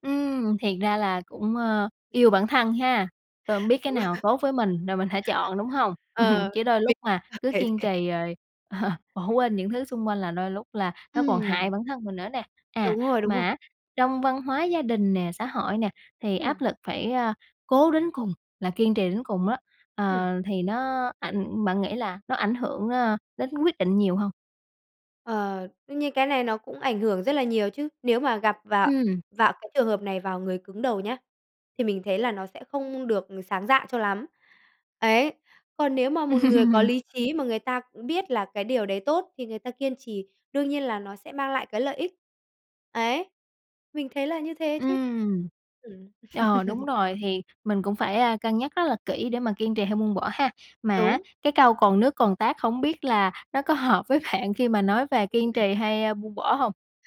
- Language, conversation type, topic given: Vietnamese, podcast, Bạn làm sao để biết khi nào nên kiên trì hay buông bỏ?
- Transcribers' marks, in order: laugh; tapping; laughing while speaking: "Đúng rồi"; laughing while speaking: "cảm thấy thế"; laugh; laugh; laugh; laugh